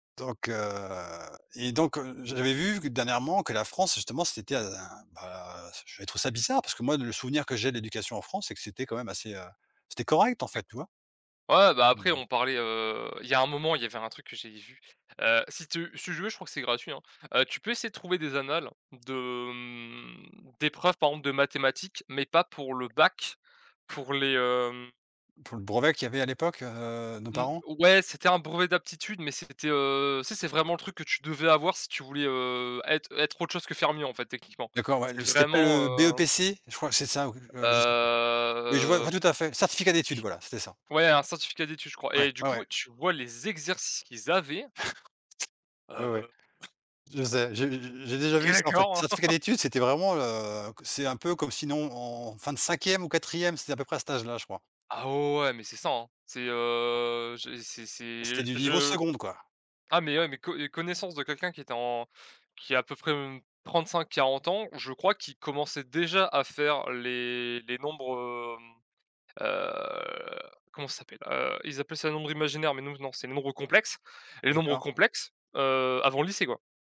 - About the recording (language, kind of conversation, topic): French, unstructured, Quel est ton souvenir préféré à l’école ?
- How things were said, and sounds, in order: drawn out: "heu"; unintelligible speech; drawn out: "hem"; tapping; drawn out: "Hem"; stressed: "avaient"; chuckle; laugh; drawn out: "heu"